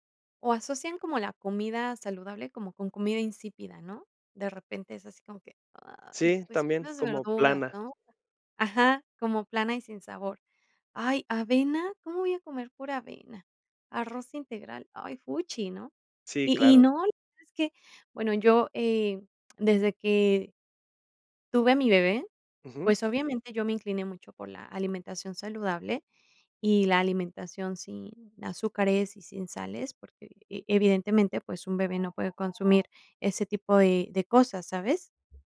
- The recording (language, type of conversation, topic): Spanish, podcast, ¿Cómo improvisas cuando te faltan ingredientes?
- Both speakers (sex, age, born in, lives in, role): female, 40-44, Mexico, Mexico, guest; male, 30-34, Mexico, Mexico, host
- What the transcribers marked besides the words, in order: alarm; tapping